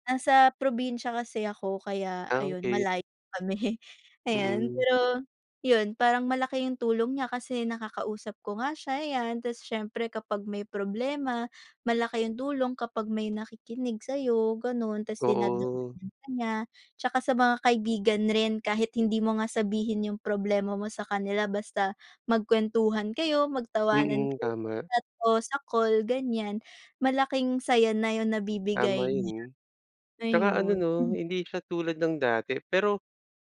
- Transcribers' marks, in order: laughing while speaking: "kami"; unintelligible speech; throat clearing
- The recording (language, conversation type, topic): Filipino, unstructured, Ano ang paborito mong paraan ng pagpapahinga gamit ang teknolohiya?